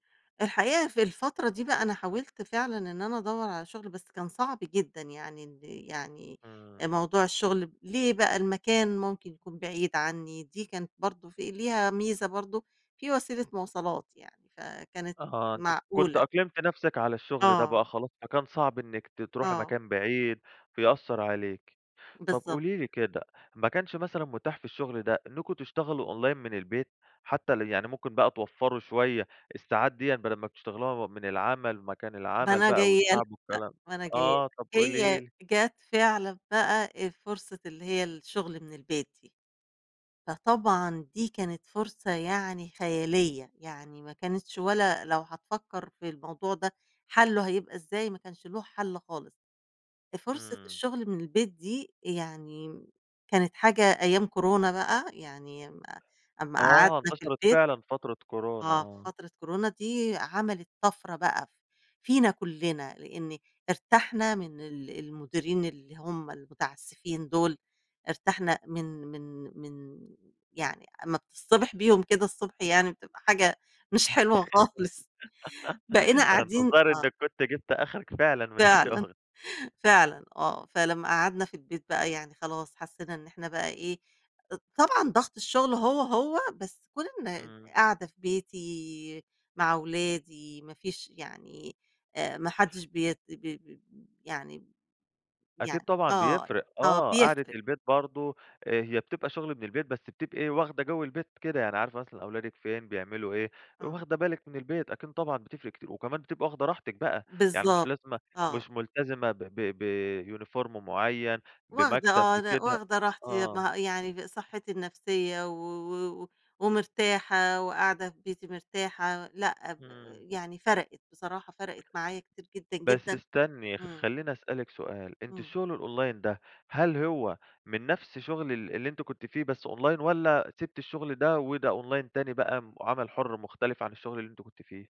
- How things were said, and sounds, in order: in English: "Online"; laugh; tapping; in English: "uniform"; in English: "الOnline"; in English: "Online"; in English: "Online"
- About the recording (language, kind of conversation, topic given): Arabic, podcast, إزاي بتتجنب الإرهاق من الشغل؟